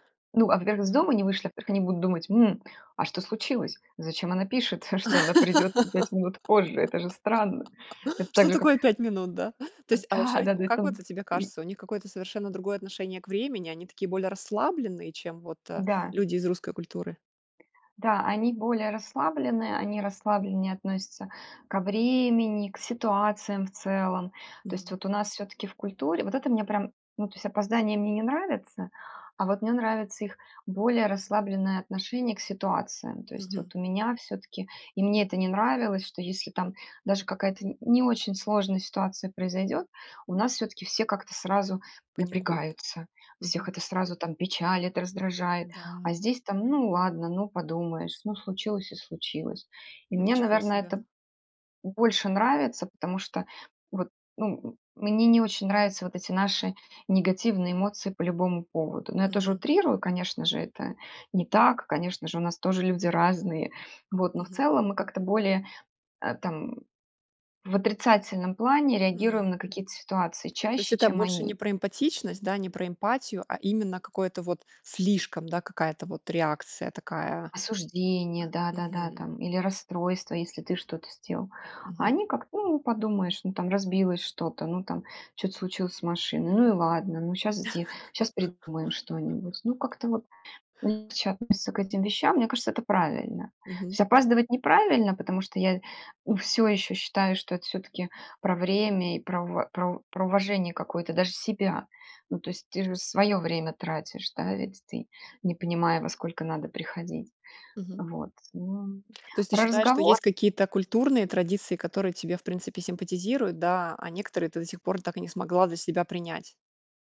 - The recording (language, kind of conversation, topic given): Russian, podcast, Когда вы впервые почувствовали культурную разницу?
- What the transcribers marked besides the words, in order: laugh; chuckle; other background noise; laugh; tapping